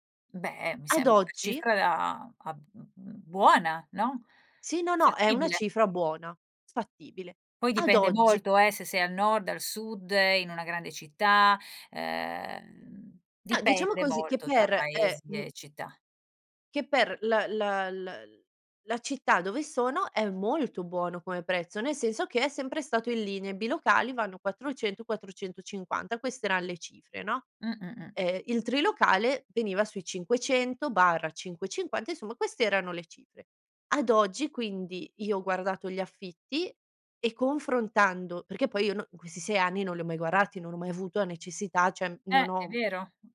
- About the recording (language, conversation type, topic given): Italian, podcast, Che cosa significa essere indipendenti per la tua generazione, rispetto a quella dei tuoi genitori?
- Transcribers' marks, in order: drawn out: "ehm"; "linea" said as "linee"; "guardati" said as "guarati"; "cioè" said as "ceh"; other background noise